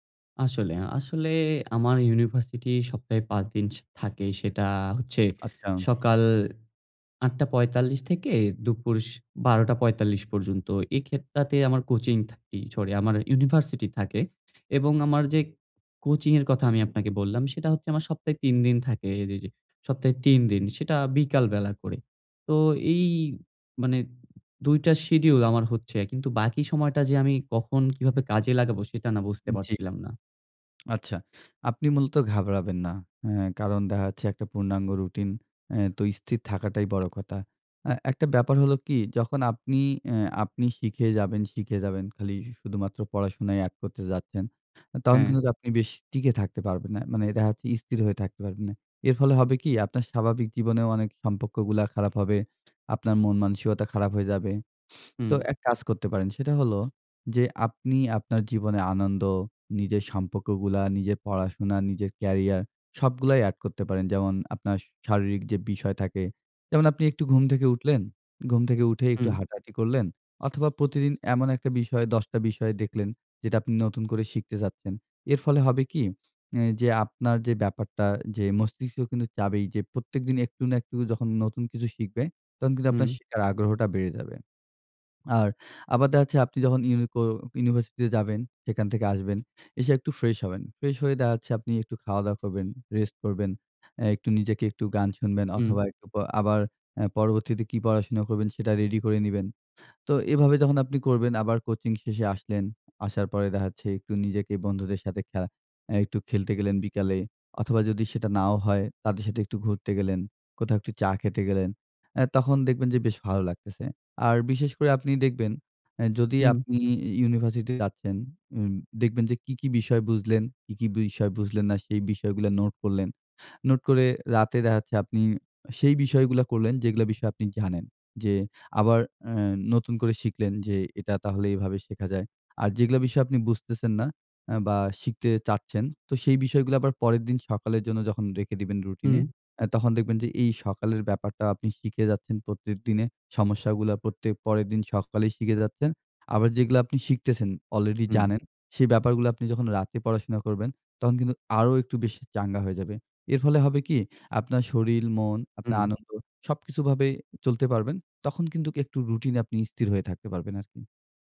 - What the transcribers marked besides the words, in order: tapping; other background noise; "সরি" said as "ছরি"; "সম্পর্কগুলা" said as "সমপক্কগুলা"; "সম্পর্কগুলা" said as "সমপক্কগুলা"; "চাইবেই" said as "চাবেই"; "শরীর" said as "শরীল"
- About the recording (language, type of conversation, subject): Bengali, advice, কেন আপনি প্রতিদিন একটি স্থির রুটিন তৈরি করে তা মেনে চলতে পারছেন না?